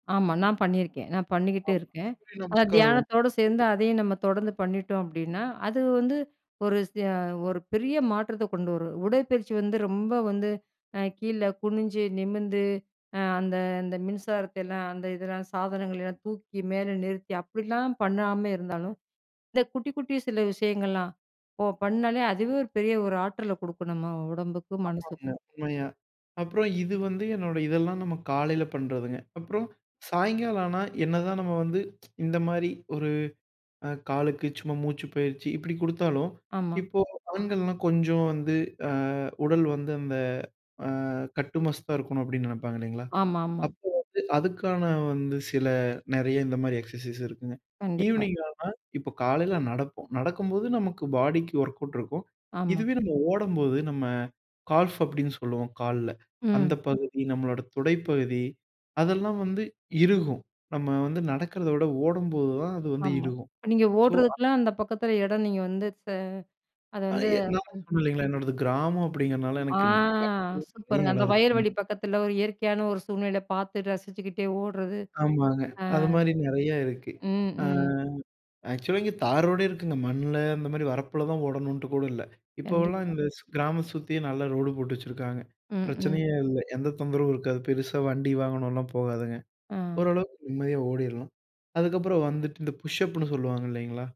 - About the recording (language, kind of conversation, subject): Tamil, podcast, மின்சார உபகரணங்கள் இல்லாமல் குறைந்த நேரத்தில் செய்யக்கூடிய எளிய உடற்பயிற்சி யோசனைகள் என்ன?
- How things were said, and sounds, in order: other noise; tapping; tsk; in English: "எக்ஸர்சைஸ்"; in English: "ஈவினிங்"; in English: "பாடிக்கு ஒர்க்கவுட்"; in English: "கால்ஃப்"; in English: "ஸோ"; drawn out: "ஆ"; "பக்கம்" said as "பக்ம்"; other background noise; in English: "புஷ்ஷப்புன்னு"